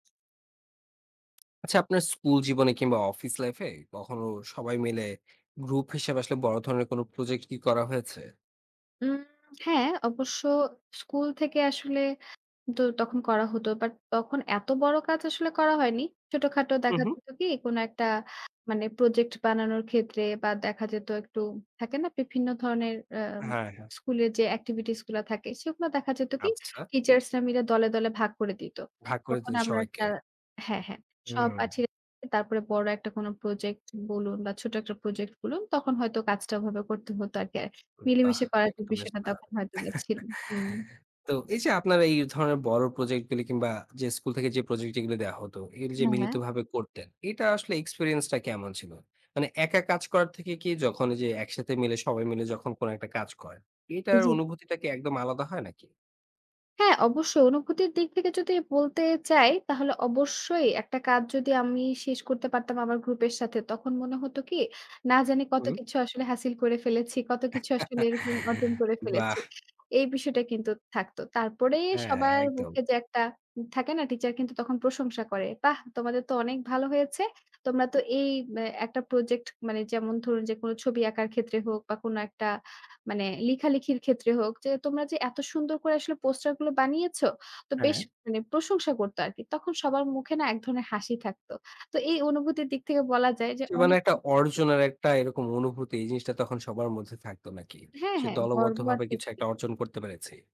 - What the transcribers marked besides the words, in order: in English: "স্কুল"; horn; in English: "প্রজেক্ট"; tapping; laugh; in English: "স্কুল"; in English: "প্রজেক্ট"; in Hindi: "হাসিল"; laugh; unintelligible speech; unintelligible speech
- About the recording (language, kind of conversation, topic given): Bengali, podcast, মিলিতভাবে বড় কোনো কাজ শেষ করার পর আপনার কেমন আনন্দ হয়েছিল?